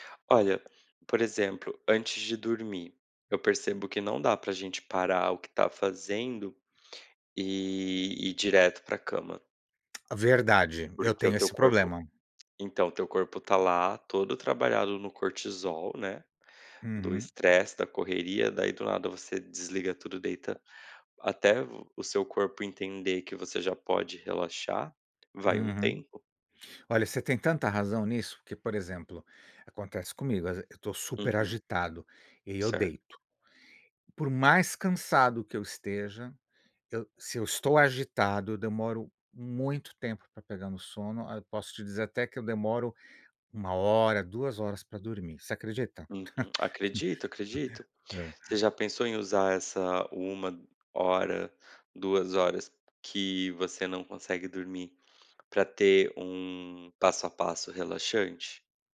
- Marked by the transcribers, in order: other background noise; tapping; laugh
- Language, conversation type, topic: Portuguese, unstructured, Qual é o seu ambiente ideal para recarregar as energias?